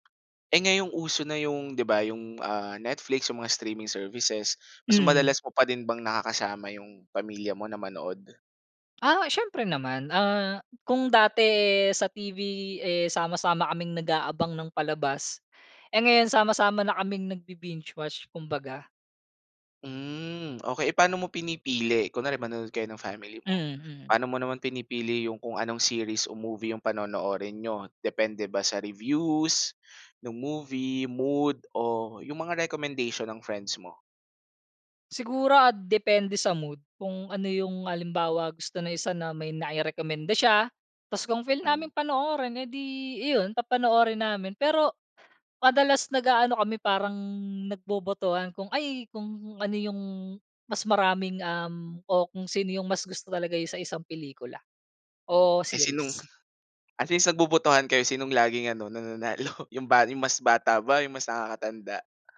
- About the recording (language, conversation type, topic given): Filipino, podcast, Paano nagbago ang panonood mo ng telebisyon dahil sa mga serbisyong panonood sa internet?
- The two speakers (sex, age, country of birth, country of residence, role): male, 25-29, Philippines, Philippines, host; male, 30-34, Philippines, Philippines, guest
- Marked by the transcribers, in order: in English: "streaming services"; other background noise; tapping; in English: "nagbi-binge watch"; chuckle; chuckle